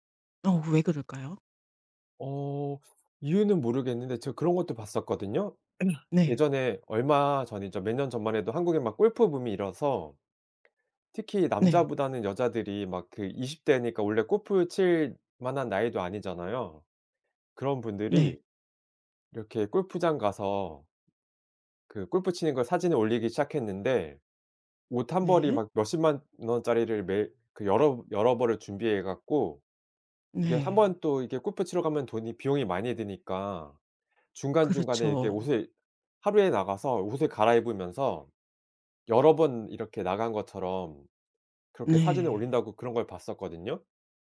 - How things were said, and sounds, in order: other background noise; throat clearing
- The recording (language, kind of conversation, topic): Korean, podcast, 다른 사람과의 비교를 멈추려면 어떻게 해야 할까요?